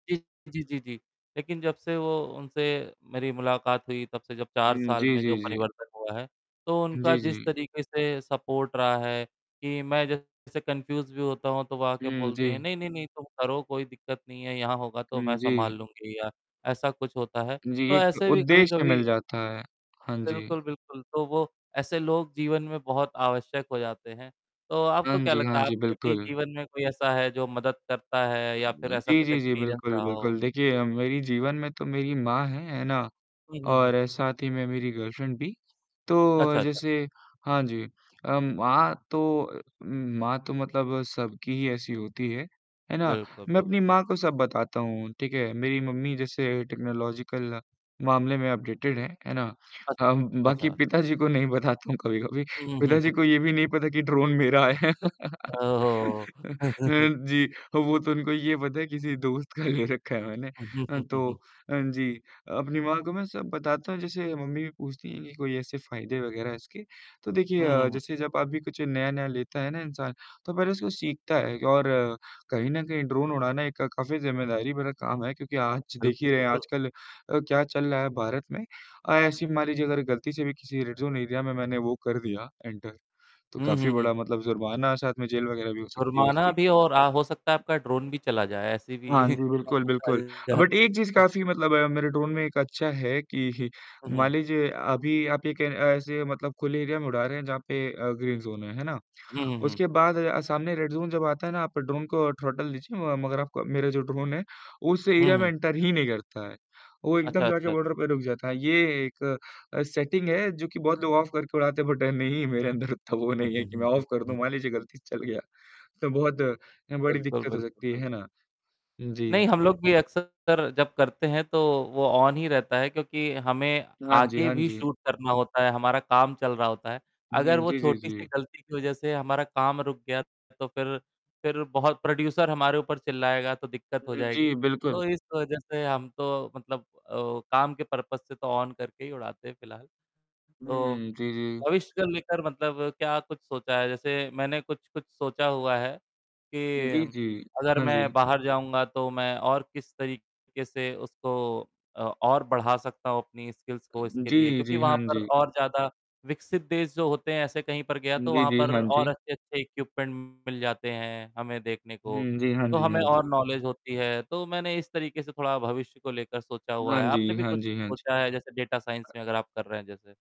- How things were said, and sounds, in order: distorted speech; static; in English: "सपोर्ट"; in English: "कन्फ्यूज़"; other noise; in English: "एक्सपीरियंस"; in English: "गर्लफ्रेंड"; in English: "टेक्नोलॉजिकल"; in English: "अपडेटेड"; laughing while speaking: "बताता हूँ कभी-कभी"; laugh; laughing while speaking: "वो तो उनको तो ये … तो हाँ जी"; chuckle; chuckle; in English: "रेड ज़ोन एरिया"; in English: "एंटर"; in English: "बट"; chuckle; unintelligible speech; laughing while speaking: "कि"; in English: "एरिया"; in English: "ग्रीन ज़ोन"; in English: "रेड ज़ोन"; in English: "थ्रॉटल"; in English: "एरिया"; in English: "एंटर"; in English: "बॉर्डर"; in English: "सेटिंग"; in English: "ऑफ"; in English: "बट"; laughing while speaking: "नहीं, मेरे अंदर इतना वो … से चल गया"; in English: "ऑफ"; in English: "ऑन"; in English: "शूट"; in English: "प्रोड्यूसर"; in English: "पर्पज़"; in English: "ऑन"; in English: "स्किल्स"; in English: "इक्विपमेंट"; in English: "नॉलेज"; in English: "डाटा साइंस"
- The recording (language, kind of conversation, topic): Hindi, unstructured, आप अपने सपनों को पूरा करने के लिए कौन-कौन से कदम उठा रहे हैं?